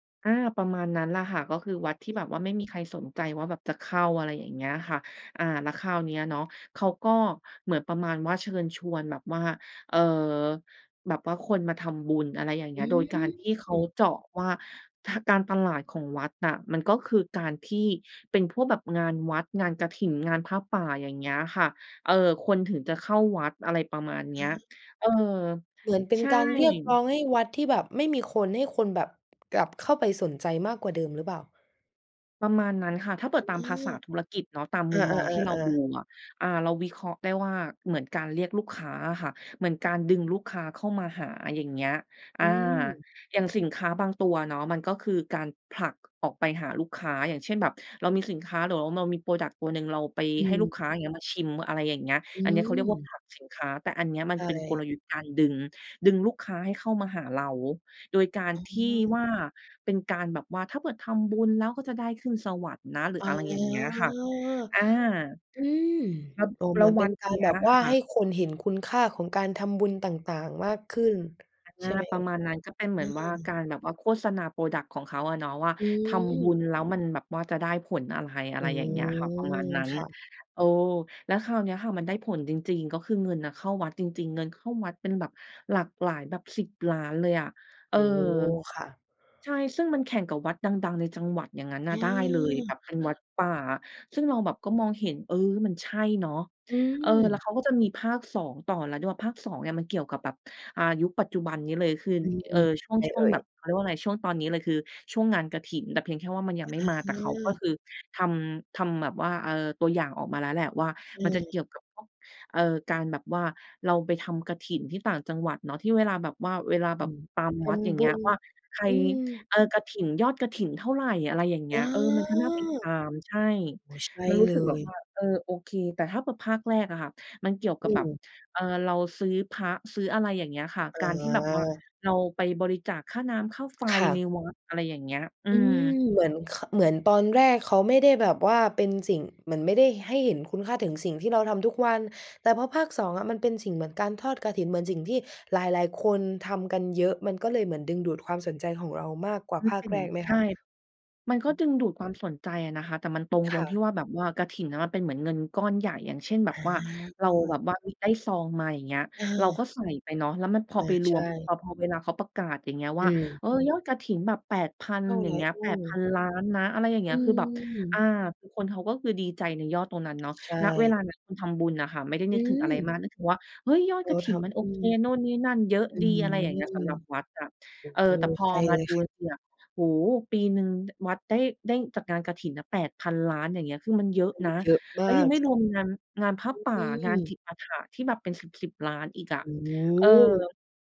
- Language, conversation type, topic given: Thai, podcast, คุณช่วยเล่าให้ฟังหน่อยได้ไหมว่ามีหนังเรื่องไหนที่ทำให้มุมมองชีวิตของคุณเปลี่ยนไป?
- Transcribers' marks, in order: in English: "พรอดักต์"; drawn out: "อ๋อ"; in English: "พรอดักต์"; drawn out: "อืม"; other background noise; tapping